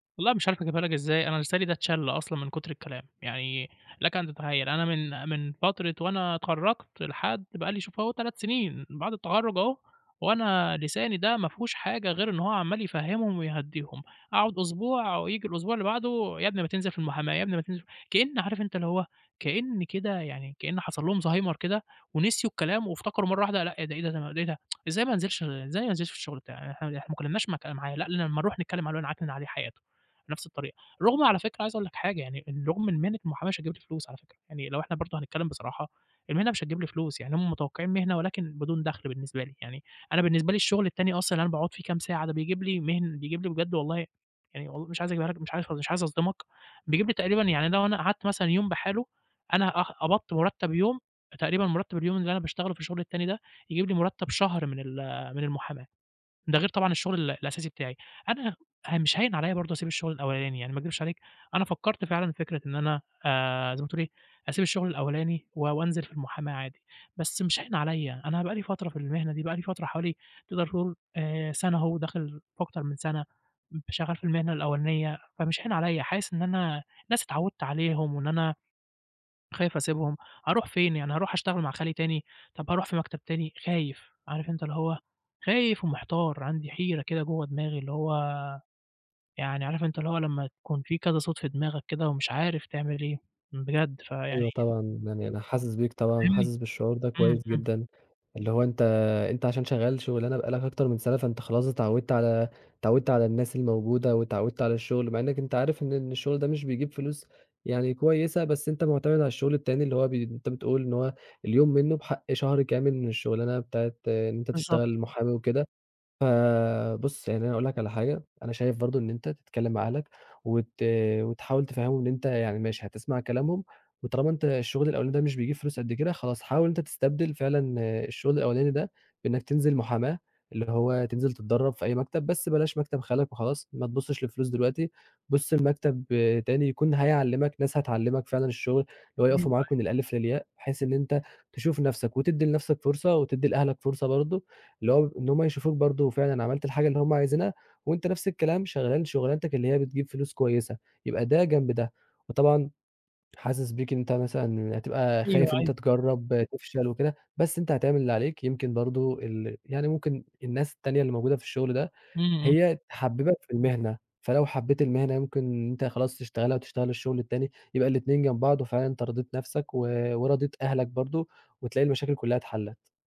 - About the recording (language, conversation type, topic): Arabic, advice, إيه توقعات أهلك منك بخصوص إنك تختار مهنة معينة؟
- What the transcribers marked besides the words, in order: tsk; tapping